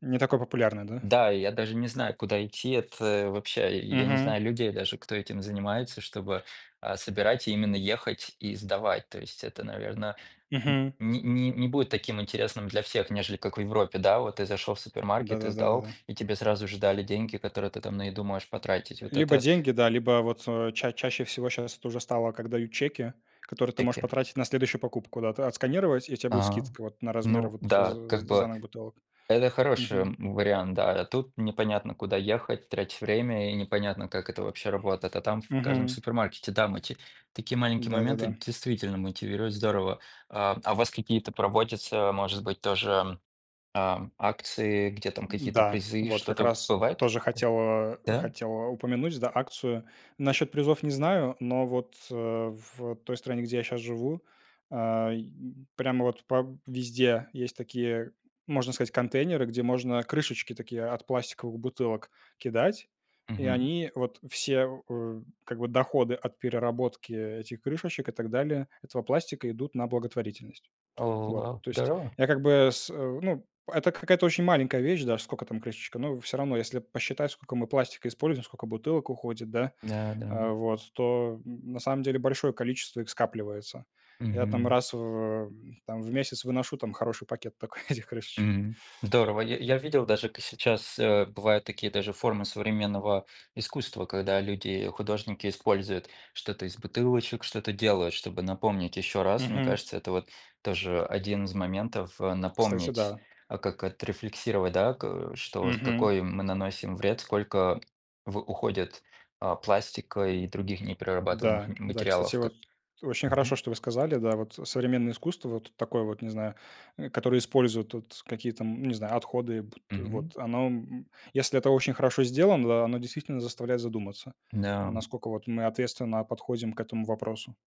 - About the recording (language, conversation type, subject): Russian, unstructured, Какие простые действия помогают сохранить природу?
- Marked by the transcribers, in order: tapping; chuckle